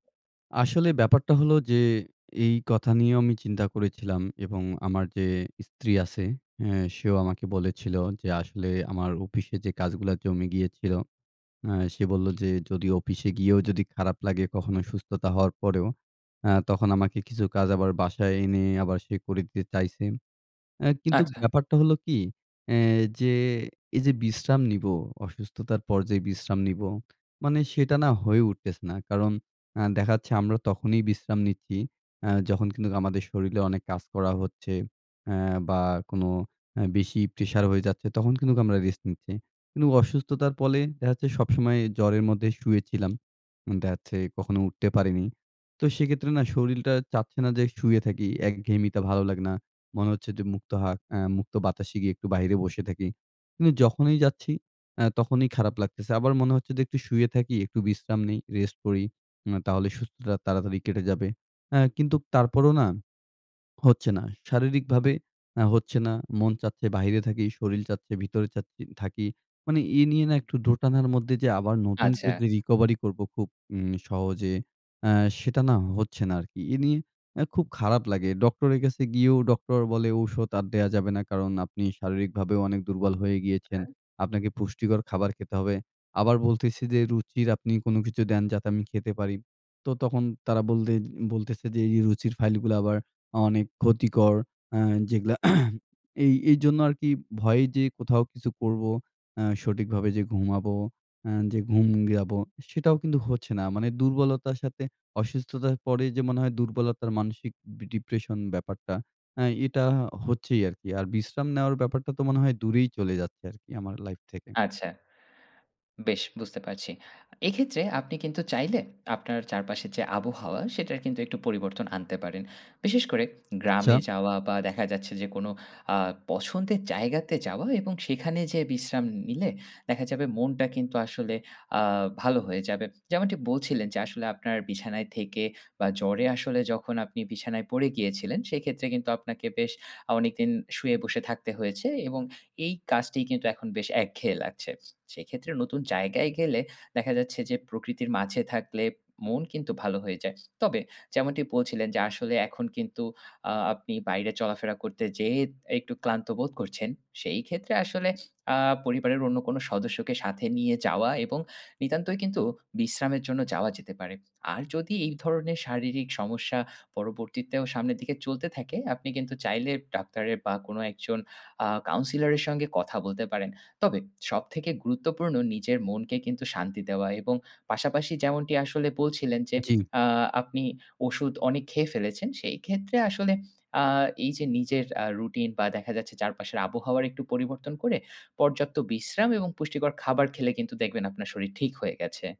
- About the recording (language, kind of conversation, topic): Bengali, advice, অসুস্থতার পর শরীর ঠিকমতো বিশ্রাম নিয়ে সেরে উঠছে না কেন?
- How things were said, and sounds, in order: "শরীরে" said as "শরীলে"; in English: "recovery"; tapping; throat clearing; in English: "counselor"